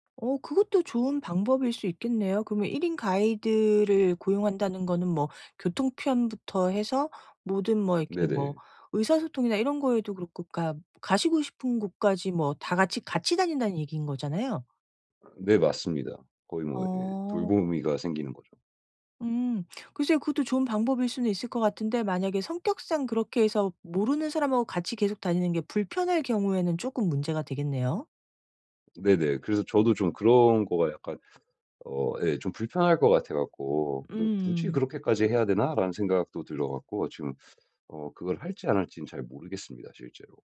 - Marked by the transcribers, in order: tapping
- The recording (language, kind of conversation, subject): Korean, advice, 여행 중 언어 장벽을 어떻게 극복해 더 잘 의사소통할 수 있을까요?